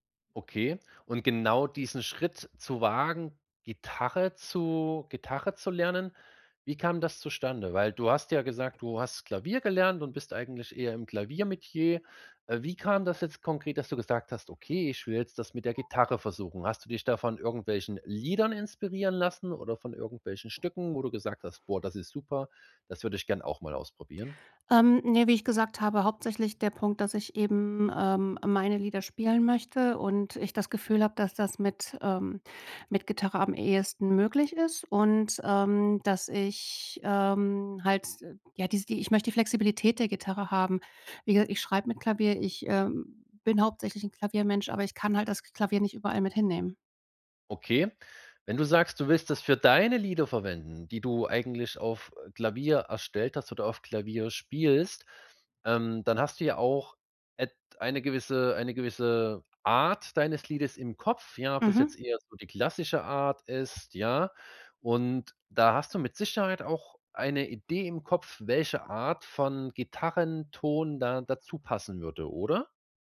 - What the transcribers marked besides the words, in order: other background noise; stressed: "deine"
- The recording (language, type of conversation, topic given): German, advice, Wie finde ich bei so vielen Kaufoptionen das richtige Produkt?